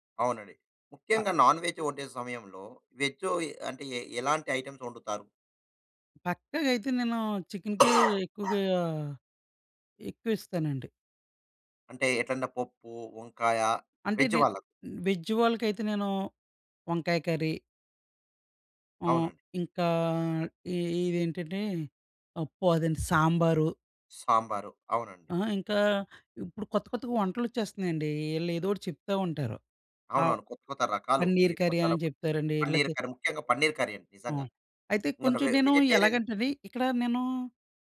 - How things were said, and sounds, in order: in English: "నాన్ వెజ్"; in English: "ఐటెమ్స్"; tapping; cough; in English: "వేజ్"; other noise; in English: "వెజ్"; in English: "కర్రీ"; in English: "కర్రీ"; in English: "కర్రీ"; other background noise; in English: "కర్రీ"
- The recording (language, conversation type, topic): Telugu, podcast, వేడుకలో శాకాహారం, మాంసాహారం తినేవారి అభిరుచులను మీరు ఎలా సమతుల్యం చేస్తారు?